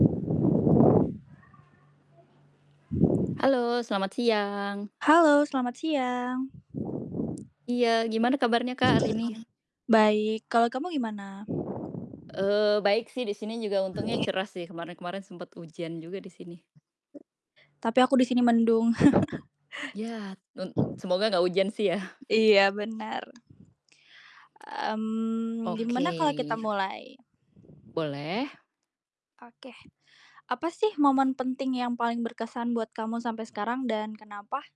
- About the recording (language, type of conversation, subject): Indonesian, unstructured, Apakah kamu takut melupakan momen-momen penting dalam hidupmu?
- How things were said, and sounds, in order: static; wind; other background noise; tapping; background speech; other noise; chuckle; drawn out: "Mmm"